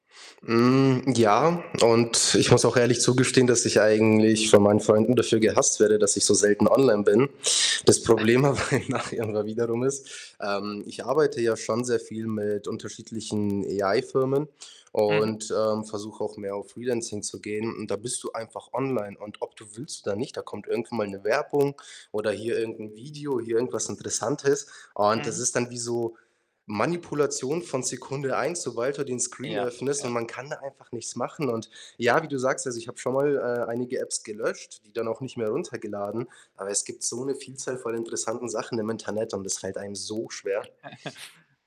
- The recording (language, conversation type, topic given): German, advice, Wie kann ich meine Impulse besser kontrollieren und Ablenkungen reduzieren?
- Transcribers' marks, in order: distorted speech; other background noise; chuckle; laughing while speaking: "aber"; unintelligible speech; in English: "AI"; mechanical hum; chuckle